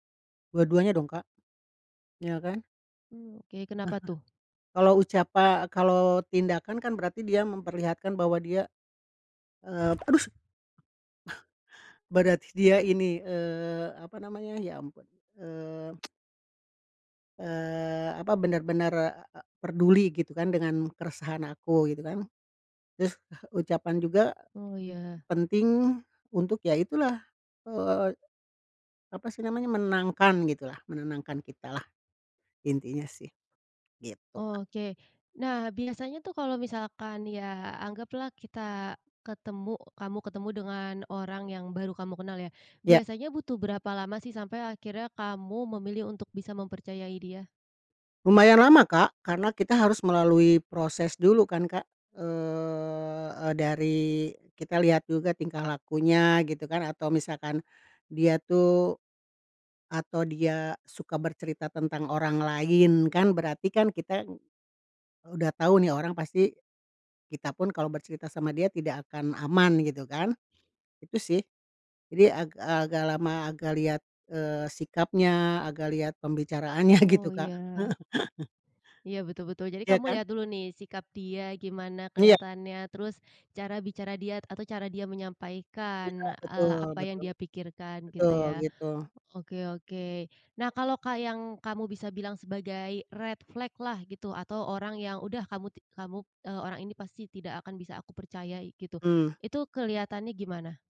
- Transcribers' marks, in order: other background noise; other noise; chuckle; tsk; chuckle; laughing while speaking: "pembicaraannya"; chuckle; in English: "red flag-lah"
- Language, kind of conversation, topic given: Indonesian, podcast, Menurutmu, apa tanda awal kalau seseorang bisa dipercaya?